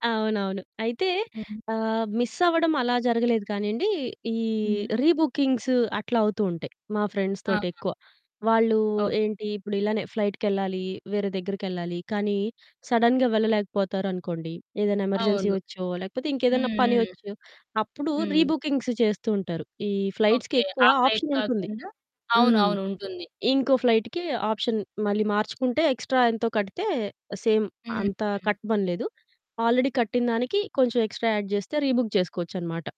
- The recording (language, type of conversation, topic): Telugu, podcast, ప్రయాణంలో మీ విమానం తప్పిపోయిన అనుభవాన్ని చెప్పగలరా?
- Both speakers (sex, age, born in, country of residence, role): female, 30-34, India, India, guest; female, 30-34, India, India, host
- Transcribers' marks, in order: in English: "మిస్"; in English: "రీబుకింగ్స్"; in English: "ఫ్రెండ్స్"; in English: "సడెన్‌గా"; in English: "ఎమర్జెన్సీ"; in English: "రీ బుకింగ్స్"; in English: "ఫ్లైట్స్‌కి"; in English: "ఫ్లైట్"; in English: "ఆప్షన్"; in English: "ఫ్లైట్‌కి ఆప్షన్"; in English: "ఎక్స్ట్రా"; in English: "సేమ్"; in English: "ఆల్రెడీ"; in English: "ఎక్స్ట్రా యాడ్"; in English: "రీ బుక్"